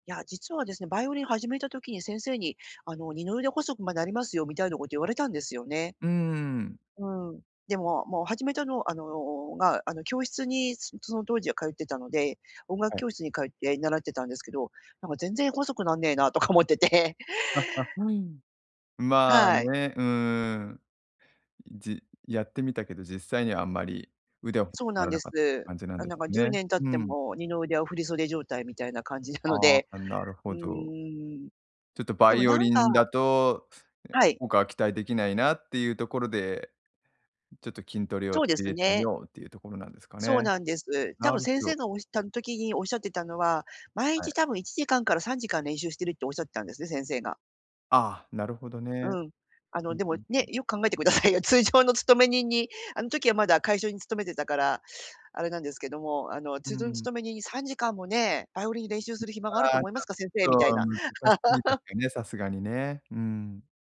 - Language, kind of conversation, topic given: Japanese, advice, 趣味を日常生活にうまく組み込むにはどうすればいいですか？
- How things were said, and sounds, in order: laughing while speaking: "とか思ってて"; laughing while speaking: "なので"; laughing while speaking: "くださいよ。通常の勤め人に"; other background noise; laugh